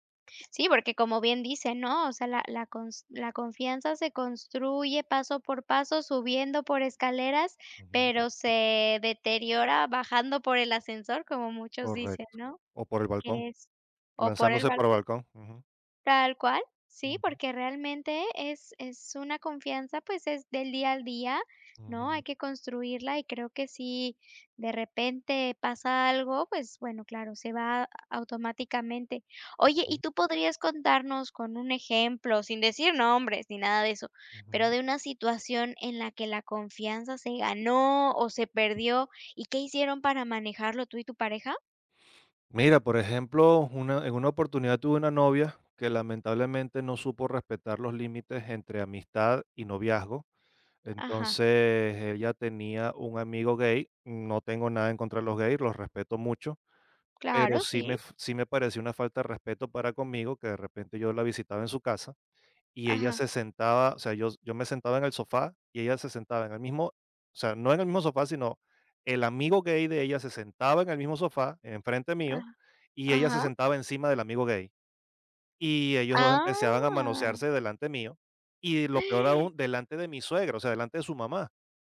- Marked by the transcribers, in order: other background noise; drawn out: "Ah"; gasp
- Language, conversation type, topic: Spanish, podcast, ¿Cómo se construye la confianza en una pareja?